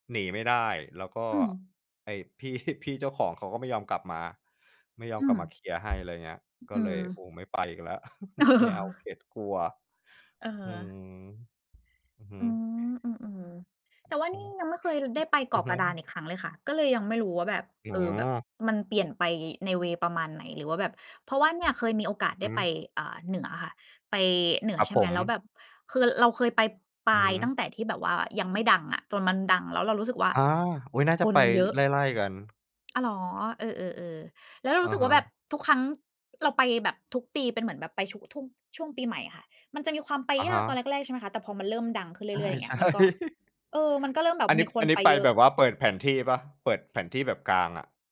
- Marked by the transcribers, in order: laughing while speaking: "พี่"; tapping; laugh; other background noise; laughing while speaking: "ใช่ ๆ"; laugh
- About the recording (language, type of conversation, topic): Thai, unstructured, สถานที่ไหนที่คุณอยากกลับไปอีกครั้ง และเพราะอะไร?